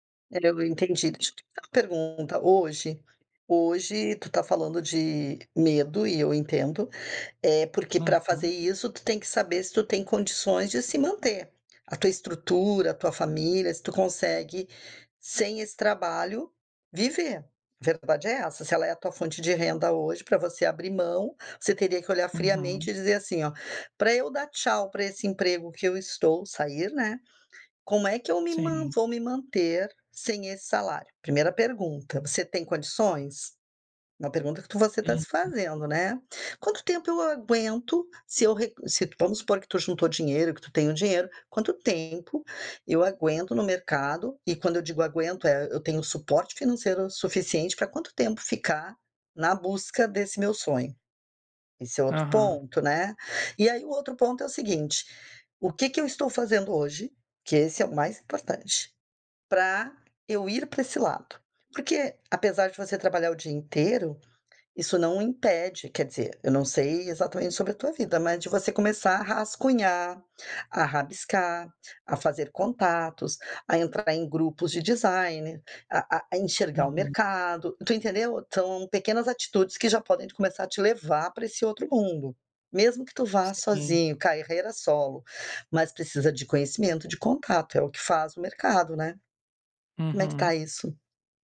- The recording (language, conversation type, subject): Portuguese, advice, Como decidir entre seguir uma carreira segura e perseguir uma paixão mais arriscada?
- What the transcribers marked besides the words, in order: unintelligible speech; tapping